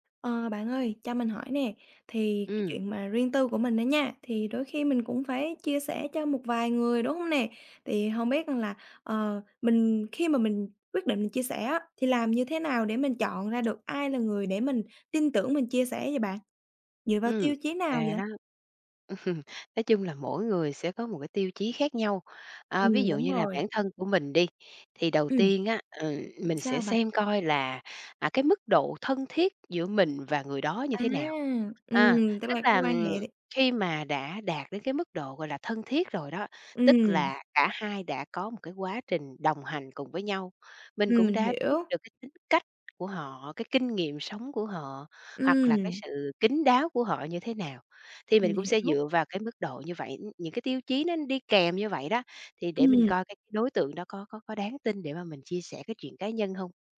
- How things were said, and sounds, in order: tapping; laughing while speaking: "ừm"; other background noise
- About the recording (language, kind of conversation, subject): Vietnamese, podcast, Làm sao bạn chọn ai để tin tưởng và chia sẻ chuyện riêng tư?